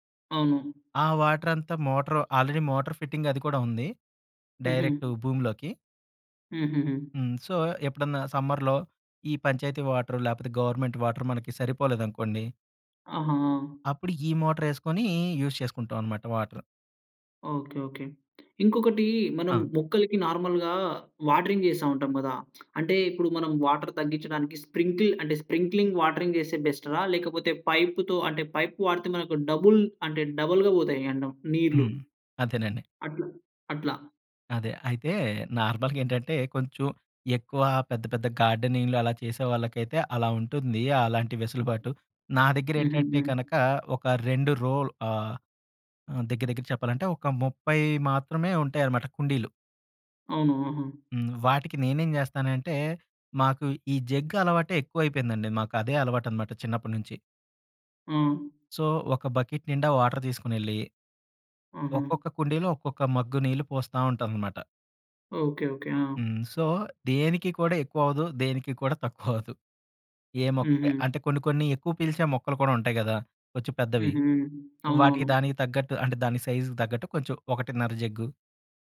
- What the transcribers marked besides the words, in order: in English: "వాటర్"; in English: "మోటార్ ఆల్రెడీ మోటార్ ఫిట్టింగ్"; in English: "డైరెక్ట్"; in English: "సో"; in English: "సమ్మర్‌లో"; in English: "గవర్నమెంట్"; in English: "యూజ్"; in English: "వాటర్"; in English: "నార్మల్‌గా వాటరింగ్"; in English: "వాటర్"; in English: "స్ప్రింకిల్"; in English: "స్ప్రింక్లింగ్ వాటరింగ్"; in English: "పైప్‌తో పైప్"; in English: "డబుల్"; in English: "డబుల్‌గా"; in English: "నార్మల్‌గా"; tapping; in English: "రో"; in English: "జగ్"; in English: "సో"; in English: "బకెట్"; in English: "వాటర్"; in English: "సో"; chuckle
- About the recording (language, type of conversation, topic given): Telugu, podcast, ఇంట్లో నీటిని ఆదా చేసి వాడడానికి ఏ చిట్కాలు పాటించాలి?